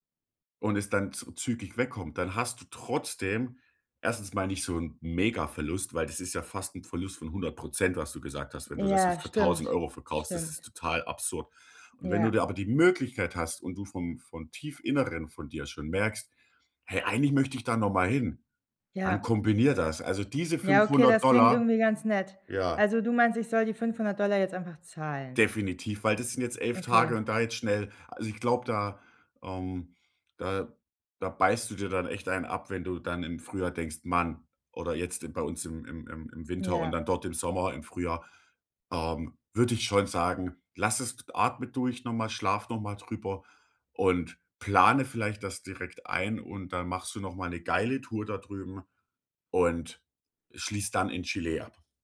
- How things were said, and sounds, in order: tapping; stressed: "Möglichkeit"; other background noise
- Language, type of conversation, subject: German, advice, Wie erkenne ich den richtigen Zeitpunkt für große Lebensentscheidungen?